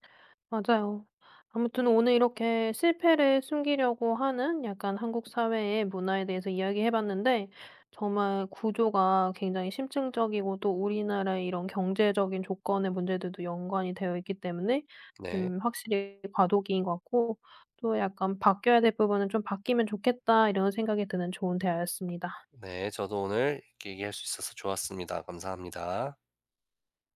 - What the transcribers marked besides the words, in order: other background noise; tapping
- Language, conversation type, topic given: Korean, podcast, 실패를 숨기려는 문화를 어떻게 바꿀 수 있을까요?